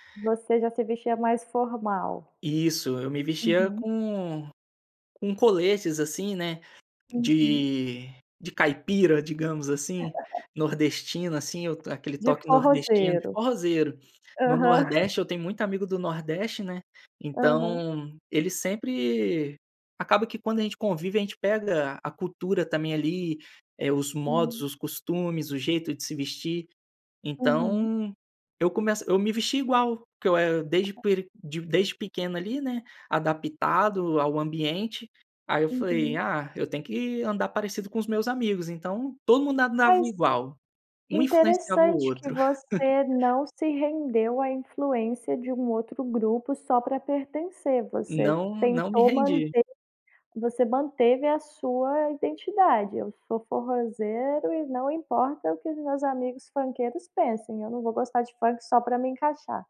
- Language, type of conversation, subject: Portuguese, podcast, Como sua família influenciou seu gosto musical?
- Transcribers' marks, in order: laugh; tapping